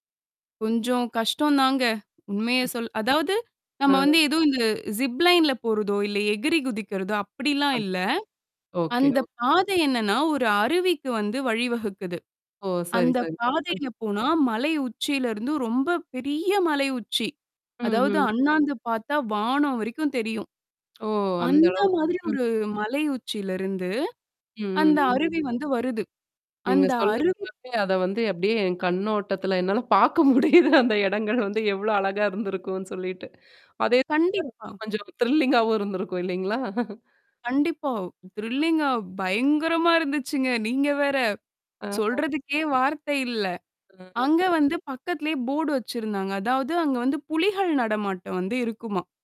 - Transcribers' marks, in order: other noise; in English: "ஜிப்லைன்ல"; other background noise; in English: "ஓகே, ஓகே"; distorted speech; lip trill; background speech; laughing while speaking: "பார்க்க முடியுது அந்த இடங்கள் வந்து எவ்ளோ அழகா இருந்திருக்கும்னு சொல்லிட்டு"; unintelligible speech; in English: "த்ரில்லிங்காவும்"; laughing while speaking: "இருந்திருக்கும் இல்லேங்களா!"; in English: "த்ரிலிங்கா"; tapping; chuckle; unintelligible speech; in English: "போர்டு"
- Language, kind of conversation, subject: Tamil, podcast, திட்டமில்லாமல் திடீரென நடந்த ஒரு சாகசத்தை நீங்கள் பகிர முடியுமா?